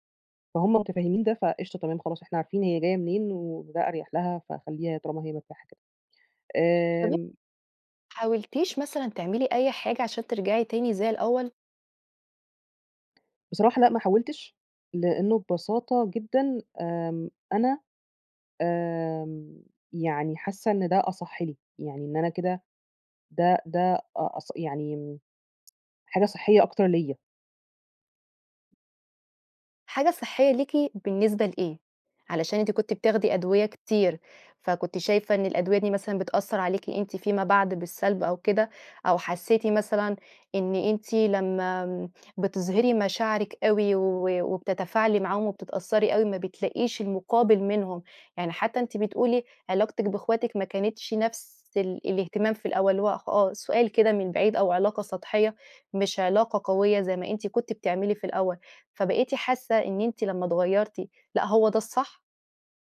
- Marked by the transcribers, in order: tapping
- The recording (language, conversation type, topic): Arabic, advice, هو إزاي بتوصف إحساسك بالخدر العاطفي أو إنك مش قادر تحس بمشاعرك؟